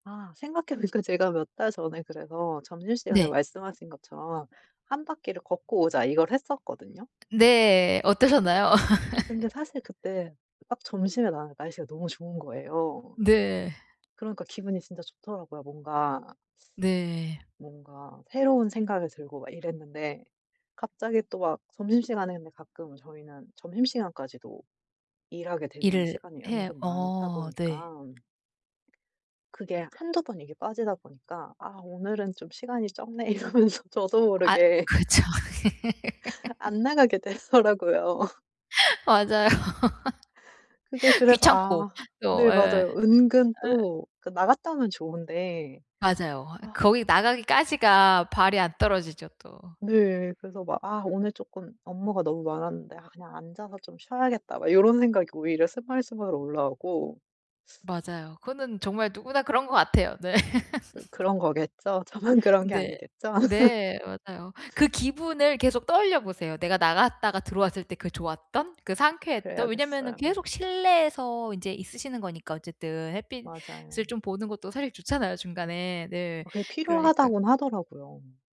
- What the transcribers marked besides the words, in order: laughing while speaking: "보니까 제가"; tapping; laugh; laughing while speaking: "이러면서 저도 모르게"; laughing while speaking: "그렇죠"; laugh; laughing while speaking: "안 나가게 되더라고요"; laugh; laughing while speaking: "맞아요"; laugh; teeth sucking; laugh; laugh
- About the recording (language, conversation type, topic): Korean, advice, 반복적인 업무 때문에 동기가 떨어질 때, 어떻게 일에서 의미를 찾을 수 있을까요?